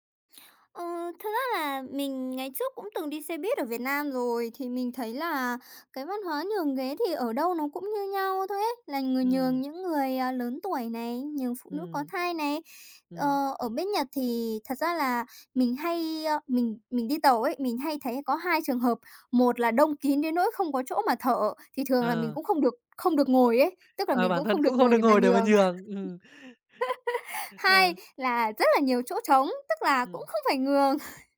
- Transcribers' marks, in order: other background noise; laugh; "nhường" said as "ngường"; chuckle
- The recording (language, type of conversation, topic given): Vietnamese, podcast, Bạn có thể kể về một lần bạn bất ngờ trước văn hóa địa phương không?